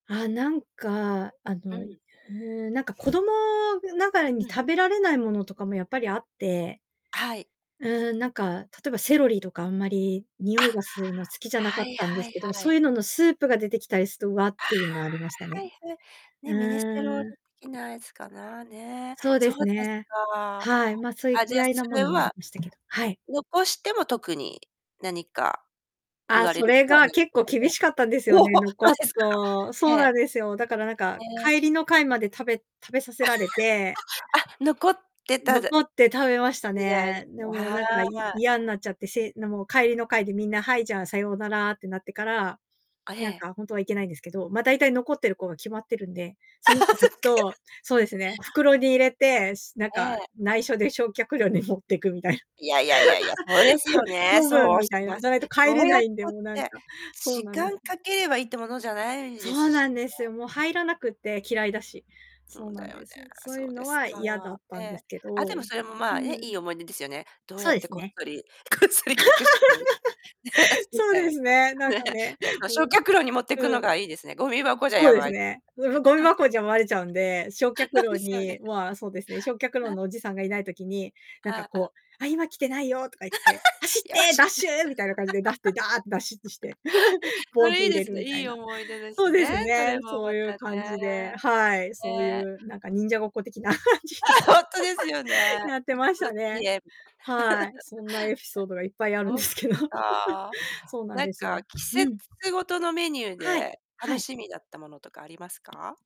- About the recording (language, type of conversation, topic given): Japanese, podcast, 学校の給食で特に印象に残ったメニューは何？
- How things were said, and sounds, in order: other background noise; distorted speech; "ミネストローネ" said as "ミネステロール"; tapping; laugh; laugh; laughing while speaking: "そっき"; "焼却炉" said as "しょうきゃくりょ"; laughing while speaking: "持ってくみたいな"; laugh; laugh; laughing while speaking: "こっそり隠して 減らして"; laugh; laughing while speaking: "そうですよね"; laugh; laugh; chuckle; laughing while speaking: "あ、ほんと"; laughing while speaking: "的な感じで"; laugh; unintelligible speech; laugh; laughing while speaking: "あるんですけど"; laugh